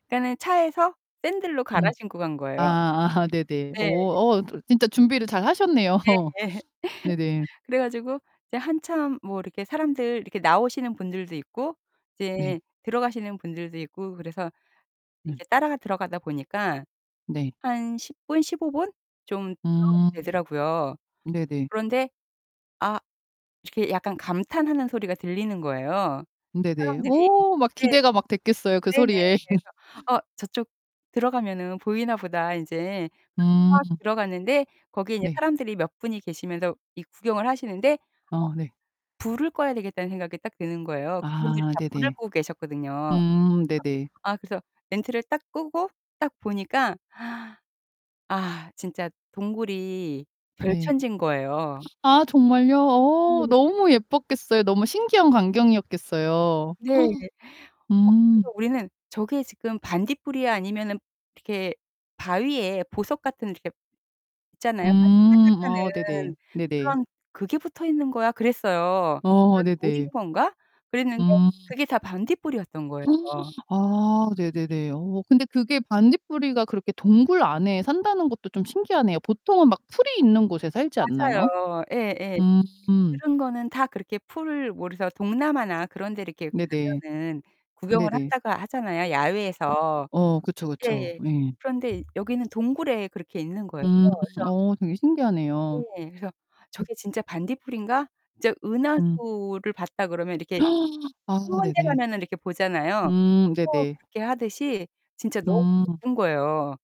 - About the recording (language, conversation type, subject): Korean, podcast, 여행 중에 우연히 발견한 숨은 장소에 대해 이야기해 주실 수 있나요?
- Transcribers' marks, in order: laughing while speaking: "아"; unintelligible speech; laughing while speaking: "예예"; laugh; other background noise; distorted speech; laugh; gasp; gasp; gasp; tapping; gasp